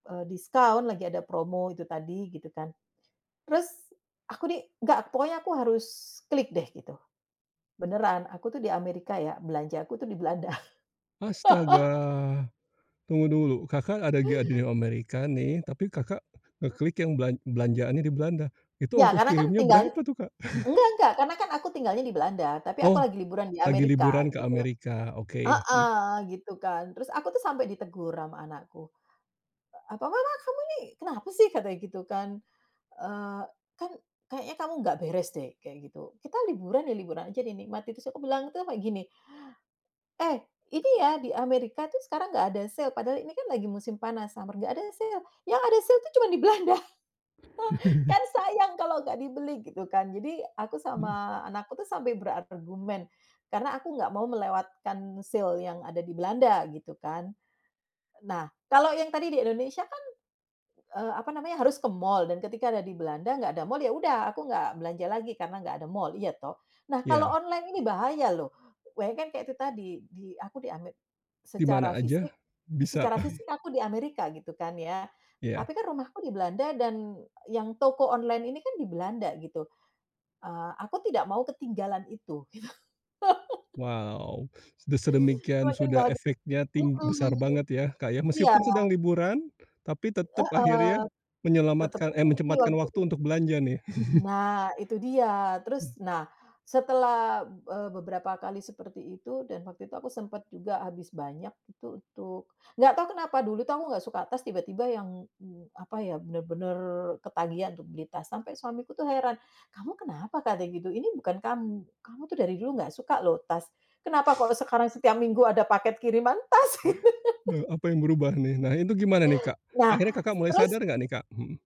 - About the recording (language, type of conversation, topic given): Indonesian, podcast, Bagaimana cara kamu menahan godaan kepuasan instan?
- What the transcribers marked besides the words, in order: tapping; other background noise; laugh; chuckle; in English: "summer"; laugh; laughing while speaking: "di Belanda"; chuckle; chuckle; laughing while speaking: "gitu"; laugh; sniff; unintelligible speech; laugh; laughing while speaking: "Gitu"; laugh